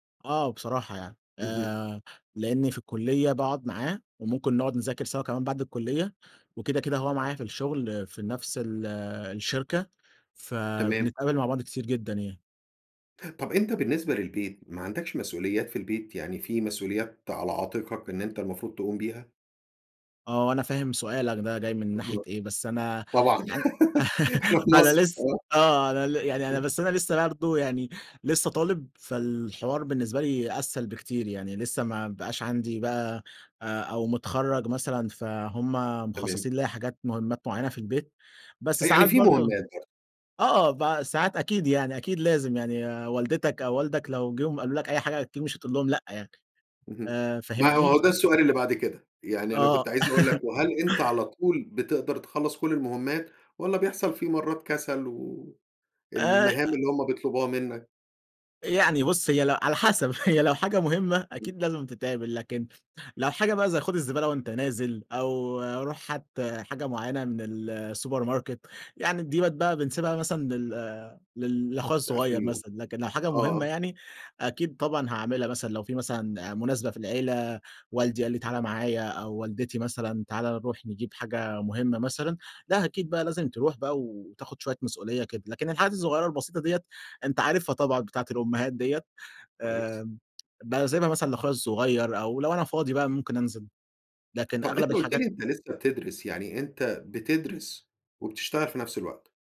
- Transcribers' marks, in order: tapping; unintelligible speech; laugh; unintelligible speech; tsk; laugh; chuckle; in English: "السوبر ماركت"
- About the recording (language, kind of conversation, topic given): Arabic, podcast, إزاي بتوازن بين الشغل والوقت مع العيلة؟